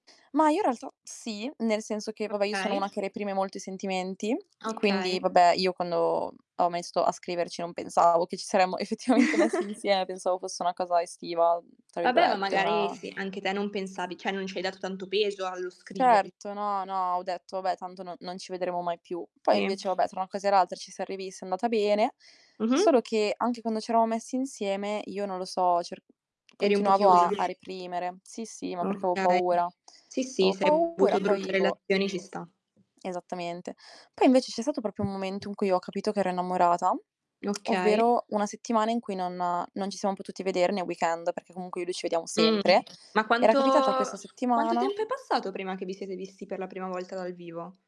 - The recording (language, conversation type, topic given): Italian, unstructured, Come capisci quando qualcuno ti piace davvero e cosa rende felice una relazione secondo te?
- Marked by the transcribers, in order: other background noise; distorted speech; background speech; laughing while speaking: "effettivamente"; chuckle; tapping; "cioè" said as "ceh"; "eravamo" said as "eraamo"; "avevo" said as "aveo"; "Avevo" said as "Aveo"; "proprio" said as "propio"; tongue click; in English: "weekend"